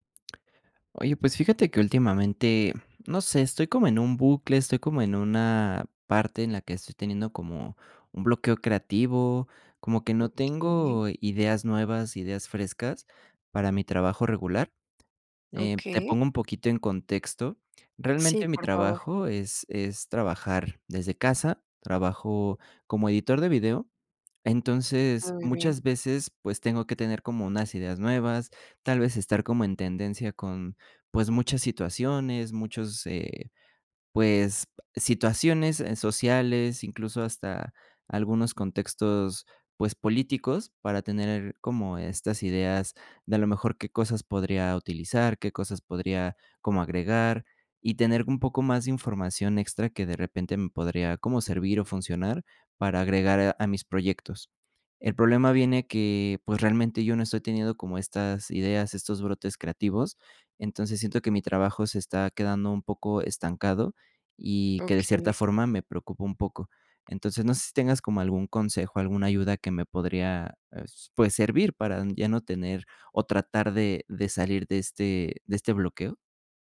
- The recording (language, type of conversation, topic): Spanish, advice, ¿Cómo puedo generar ideas frescas para mi trabajo de todos los días?
- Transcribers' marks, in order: other noise; other background noise; tapping